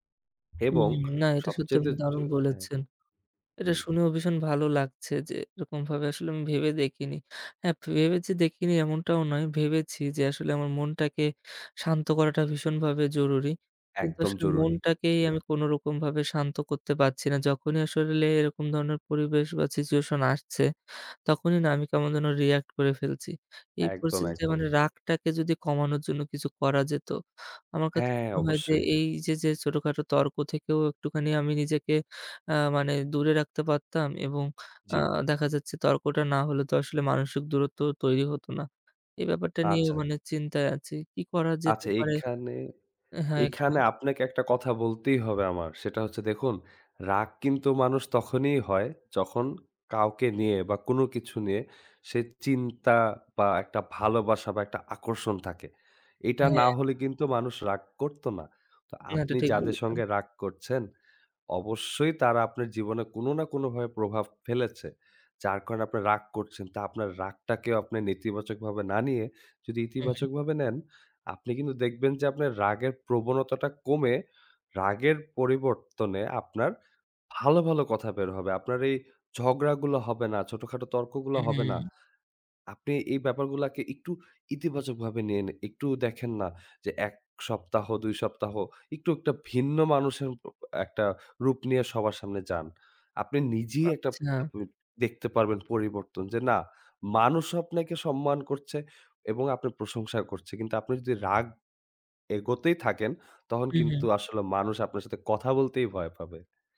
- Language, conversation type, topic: Bengali, advice, প্রতিদিনের ছোটখাটো তর্ক ও মানসিক দূরত্ব
- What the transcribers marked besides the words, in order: tapping; other background noise; unintelligible speech